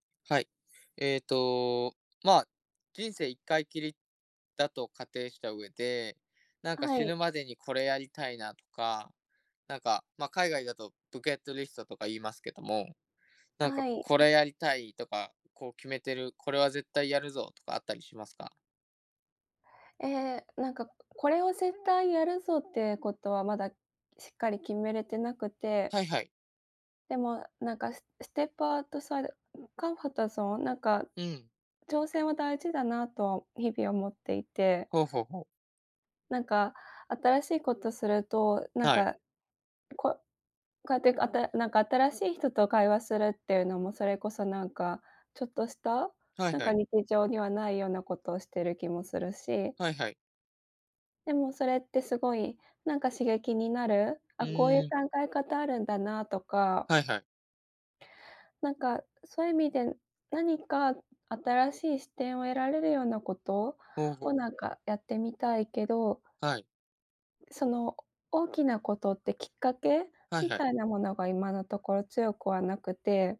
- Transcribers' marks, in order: other background noise; in English: "ブケットリスト"; "バケットリスト" said as "ブケットリスト"; in English: "ステップアウトサイド"; in English: "カンファタゾーン"; "コンフォートゾーン" said as "カンファタゾーン"
- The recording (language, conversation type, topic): Japanese, unstructured, 将来、挑戦してみたいことはありますか？